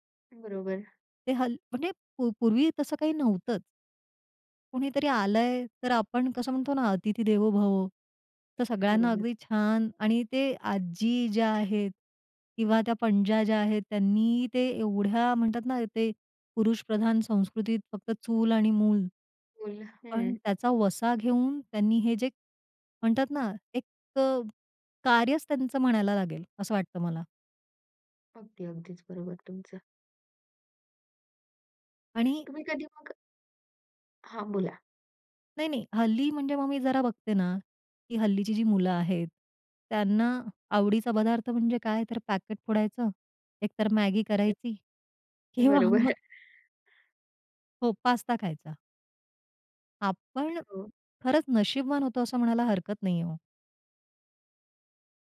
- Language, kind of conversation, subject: Marathi, podcast, लहानपणीची आठवण जागवणारे कोणते खाद्यपदार्थ तुम्हाला लगेच आठवतात?
- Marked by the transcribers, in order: other background noise; laughing while speaking: "किंवा मग"; chuckle